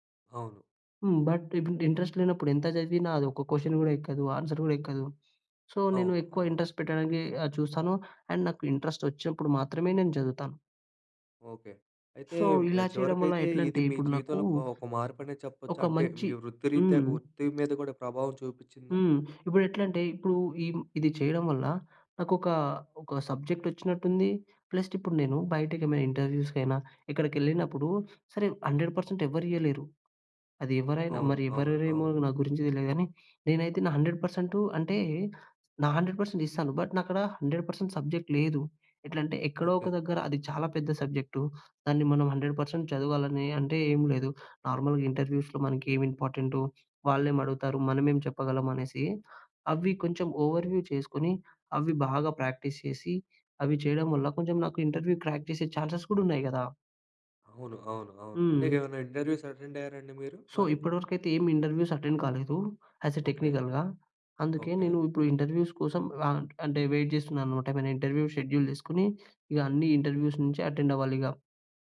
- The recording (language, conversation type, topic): Telugu, podcast, మీ జీవితంలో జరిగిన ఒక పెద్ద మార్పు గురించి వివరంగా చెప్పగలరా?
- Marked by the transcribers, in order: in English: "బట్ ఇంట్ ఇంట్రెస్ట్"; in English: "క్వశ్చన్"; in English: "ఆన్స‌ర్"; in English: "సో"; in English: "ఇంట్రెస్ట్"; in English: "అండ్"; in English: "ఇంట్రెస్ట్"; in English: "సో"; tapping; in English: "సబ్జెక్ట్"; in English: "ప్లస్"; in English: "ఇంటర్వ్యూస్‌కైనా"; in English: "హండ్రెడ్ పర్సెంట్"; in English: "హండ్రెడ్ పర్సెంట్"; in English: "హండ్రెడ్ పర్సెంట్"; in English: "బట్"; in English: "హండ్రెడ్ పర్సెంట్ సబ్జెక్ట్"; in English: "హండ్రెడ్ పర్సెంట్"; in English: "నార్మల్‌గా ఇంటర్వ్యూస్‍లో"; in English: "ఓవర్‌వ్యూ"; in English: "ప్రాక్టీస్"; in English: "ఇంటర్వ్యూ క్రాక్"; in English: "ఛాన్సెస్"; in English: "ఇంటర్వ్యూస్ అటెండ్"; in English: "సో"; in English: "ఇంటర్వ్యూస్ అటెండ్"; in English: "యాస్ ఎ టెక్నికల్‌గా"; in English: "ఇంటర్వ్యూస్"; in English: "వెయిట్"; in English: "ఇంటర్వ్యూ షెడ్యూల్"; in English: "ఇంటర్వ్యూస్"; in English: "అటెండ్"